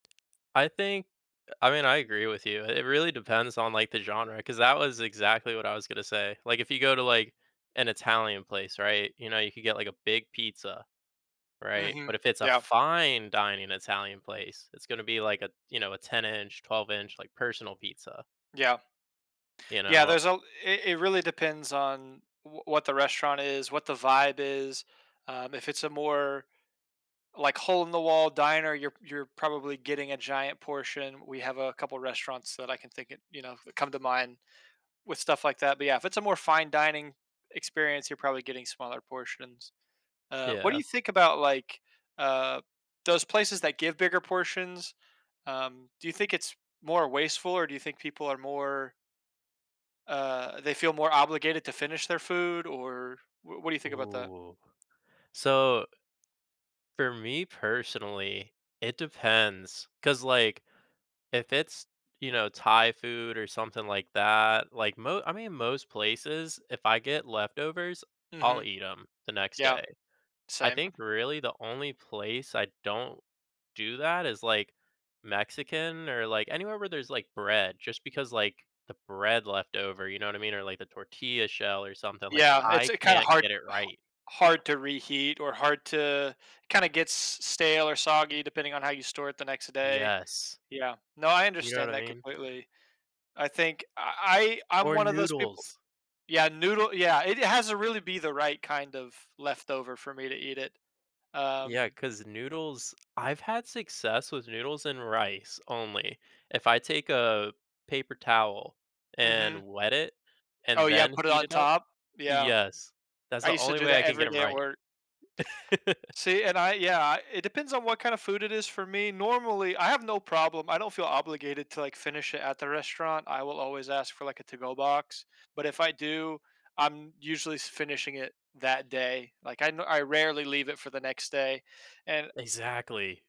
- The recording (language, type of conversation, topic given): English, unstructured, Do restaurants usually serve oversized portions?
- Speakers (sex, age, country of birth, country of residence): male, 30-34, United States, United States; male, 30-34, United States, United States
- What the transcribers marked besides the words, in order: other background noise; stressed: "fine"; tapping; laugh